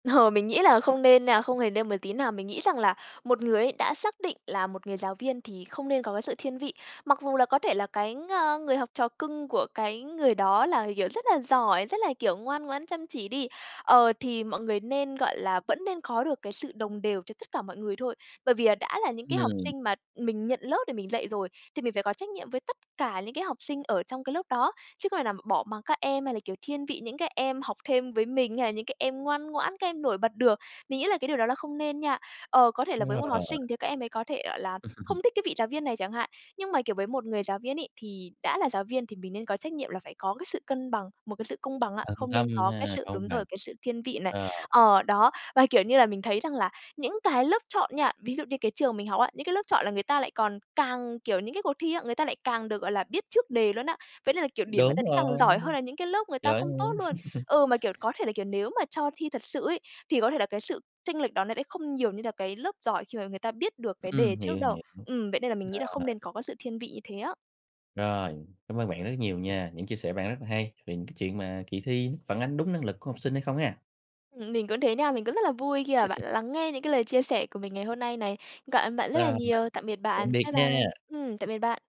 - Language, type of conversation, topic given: Vietnamese, podcast, Bạn thấy các kỳ thi có phản ánh năng lực thật của học sinh không?
- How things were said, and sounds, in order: laughing while speaking: "Ờ"; other background noise; tapping; laugh; chuckle; laugh; unintelligible speech